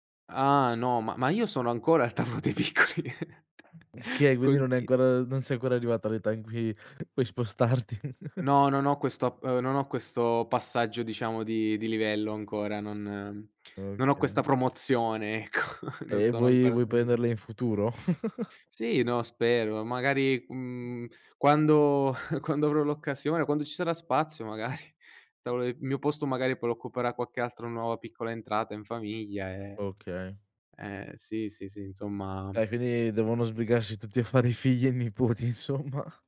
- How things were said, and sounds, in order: laughing while speaking: "tavolo dei piccoli"; "Okay" said as "kay"; tapping; chuckle; other background noise; laughing while speaking: "spostarti"; chuckle; laughing while speaking: "ecco"; unintelligible speech; chuckle; chuckle; laughing while speaking: "magari"; laughing while speaking: "fare i figli e i nipoti insomma"
- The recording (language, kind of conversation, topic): Italian, podcast, Parlami di un'usanza legata ai pranzi domenicali.